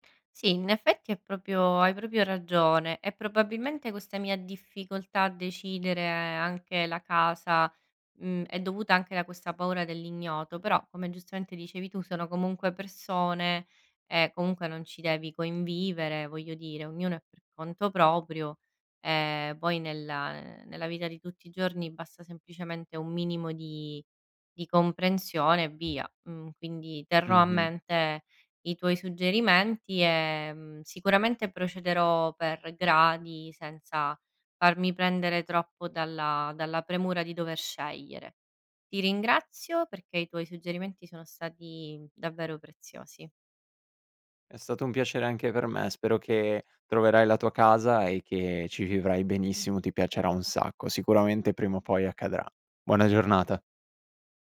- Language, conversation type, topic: Italian, advice, Quali difficoltà stai incontrando nel trovare una casa adatta?
- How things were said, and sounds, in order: "convivere" said as "coinvivere"; other background noise